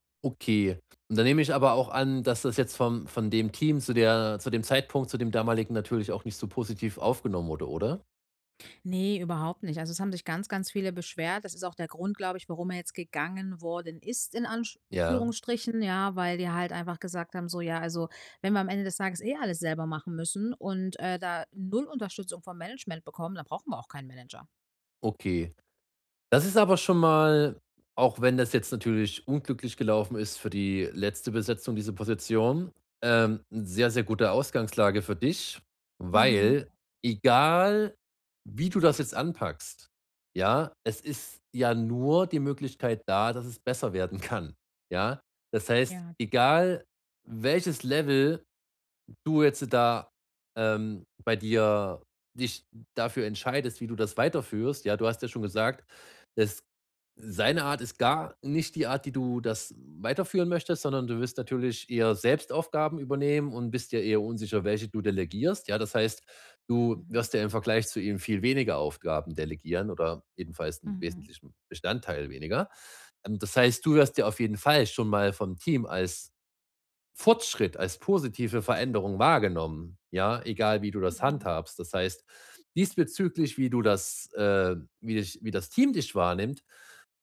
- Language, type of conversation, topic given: German, advice, Wie kann ich Aufgaben effektiv an andere delegieren?
- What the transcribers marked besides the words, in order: "Anführungsstrichen" said as "Anschführungsstrichen"; laughing while speaking: "kann"; other background noise; stressed: "Fortschritt"